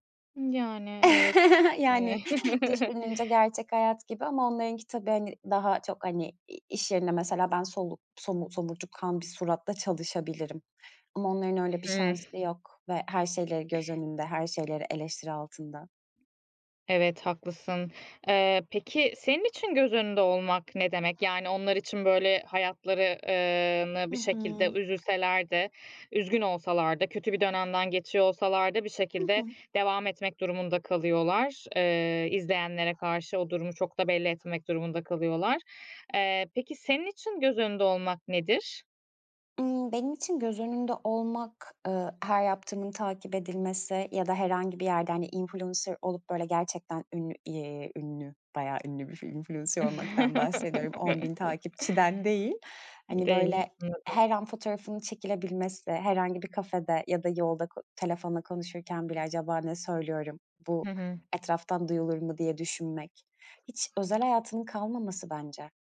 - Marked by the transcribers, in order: chuckle; other background noise; chuckle; "somurtkan" said as "somurtukan"; in English: "influencer"; in English: "influencer"; chuckle
- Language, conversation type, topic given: Turkish, podcast, Influencer olmak günlük hayatını sence nasıl değiştirir?